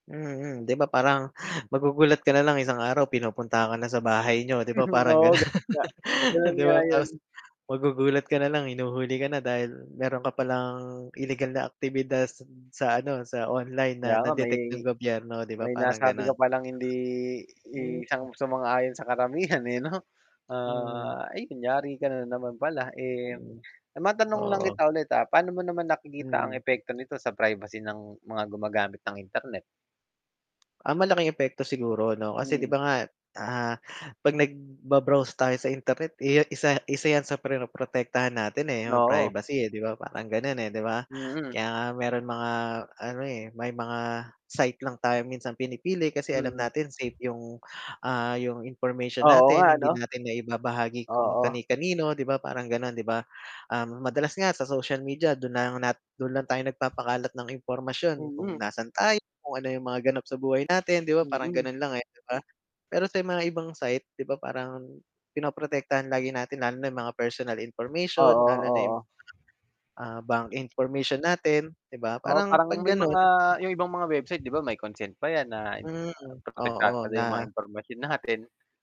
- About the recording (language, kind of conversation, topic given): Filipino, unstructured, Ano ang opinyon mo sa pagsubaybay ng gobyerno sa mga gawain ng mga tao sa internet?
- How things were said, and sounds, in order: static; chuckle; distorted speech; laughing while speaking: "gano'n"; dog barking; tapping; other background noise